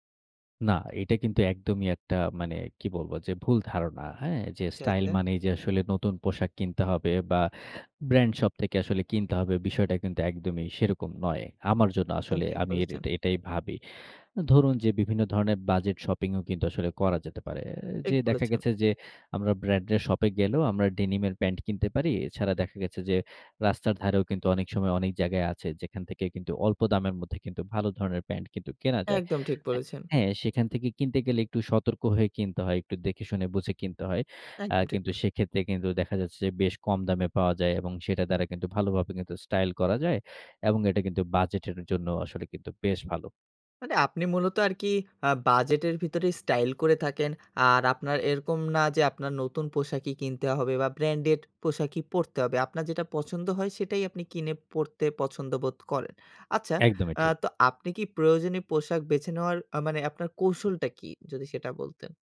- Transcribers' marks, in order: none
- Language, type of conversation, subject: Bengali, podcast, বাজেটের মধ্যে স্টাইল বজায় রাখার আপনার কৌশল কী?